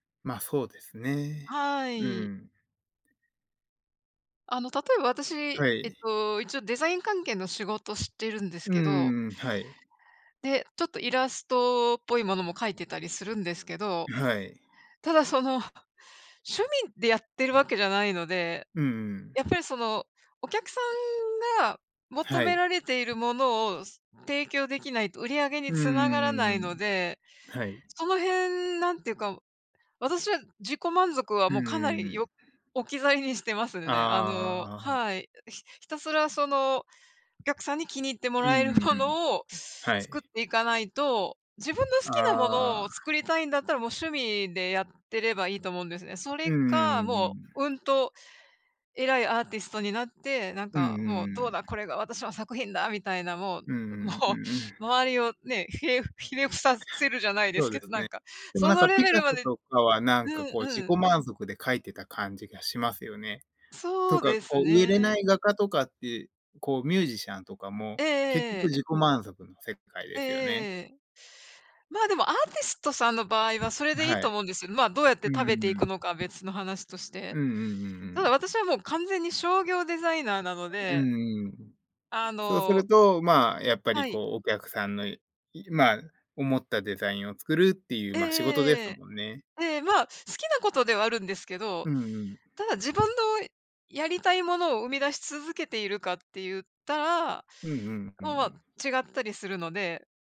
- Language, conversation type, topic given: Japanese, unstructured, 自己満足と他者からの評価のどちらを重視すべきだと思いますか？
- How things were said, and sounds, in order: other background noise; tapping